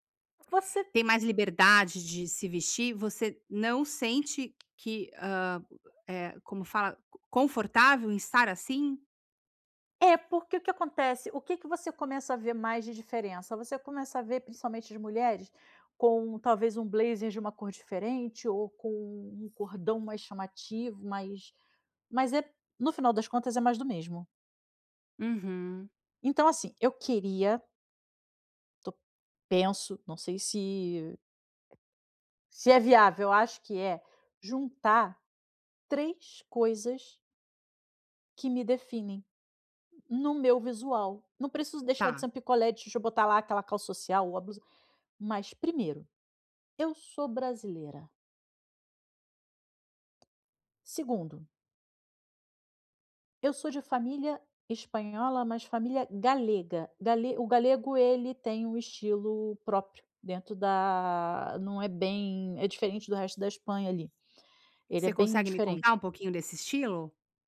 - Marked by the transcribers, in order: tapping
- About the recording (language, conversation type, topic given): Portuguese, advice, Como posso descobrir um estilo pessoal autêntico que seja realmente meu?